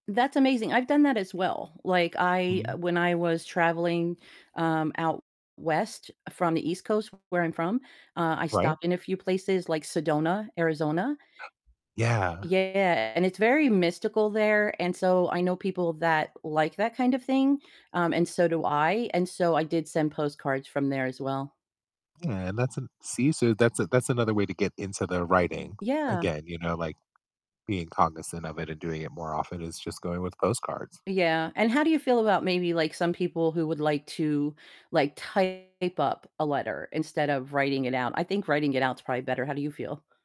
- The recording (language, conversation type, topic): English, unstructured, How do you keep in touch with friends who live far away?
- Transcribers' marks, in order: static; other noise; distorted speech; other background noise